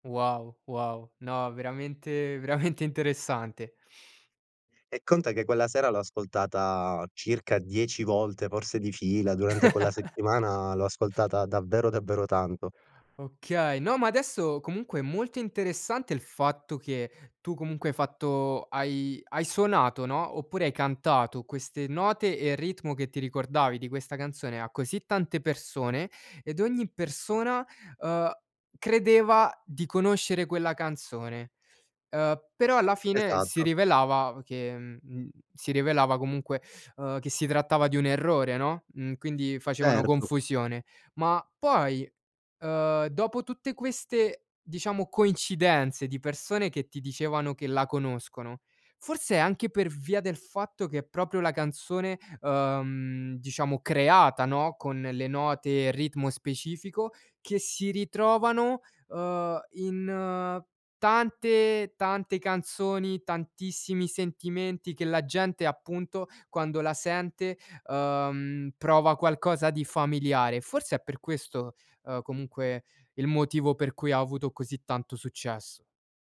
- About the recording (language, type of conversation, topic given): Italian, podcast, Quale canzone ti fa sentire a casa?
- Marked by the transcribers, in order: laughing while speaking: "veramente"; laugh; other background noise